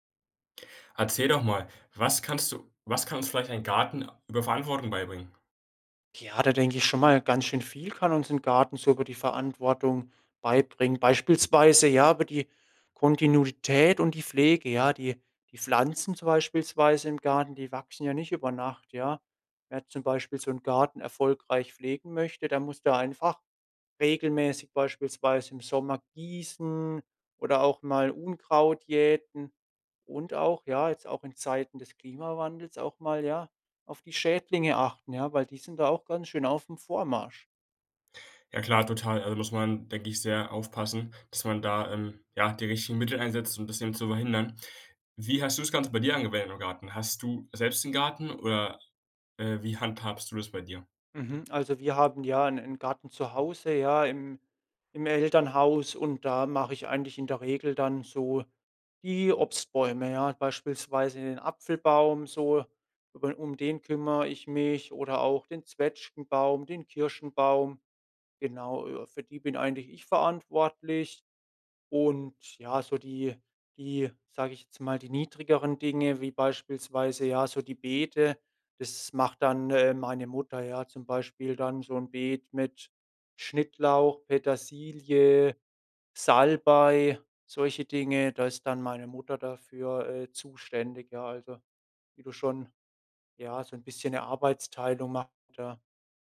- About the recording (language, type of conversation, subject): German, podcast, Was kann uns ein Garten über Verantwortung beibringen?
- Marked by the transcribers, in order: drawn out: "gießen"